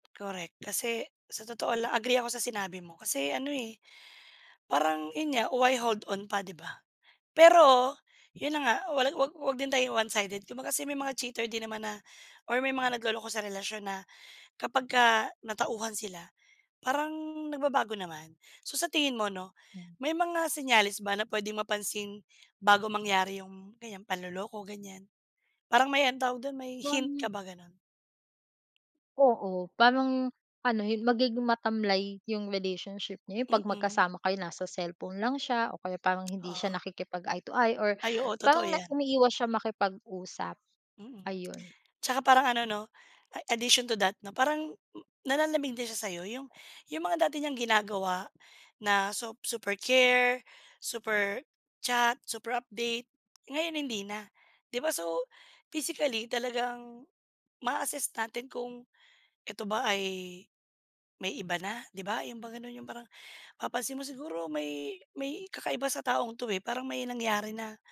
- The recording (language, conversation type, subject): Filipino, unstructured, Ano ang palagay mo tungkol sa panloloko sa isang relasyon?
- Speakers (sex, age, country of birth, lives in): female, 25-29, Philippines, Philippines; female, 35-39, Philippines, Philippines
- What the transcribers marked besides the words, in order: wind; lip smack; in English: "addition to that"